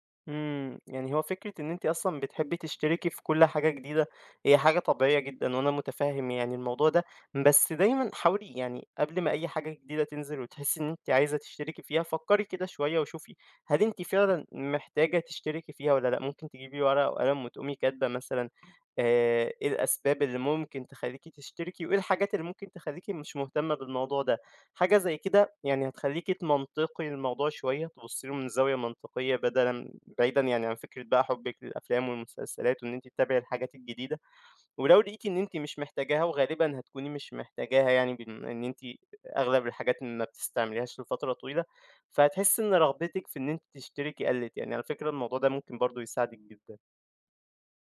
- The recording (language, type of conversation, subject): Arabic, advice, إزاي أسيطر على الاشتراكات الشهرية الصغيرة اللي بتتراكم وبتسحب من ميزانيتي؟
- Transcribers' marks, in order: tapping